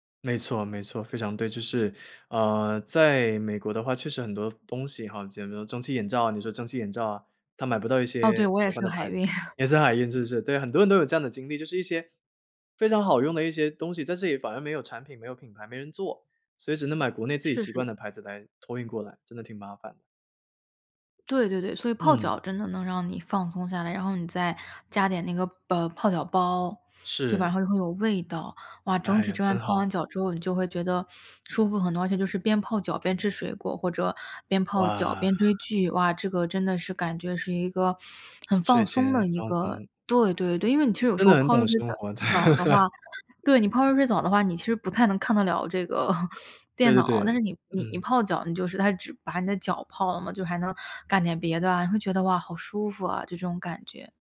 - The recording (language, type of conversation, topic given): Chinese, podcast, 睡眠不好时你通常怎么办？
- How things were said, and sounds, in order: "也没有" said as "解没有"; chuckle; laughing while speaking: "的"; laugh; tapping; chuckle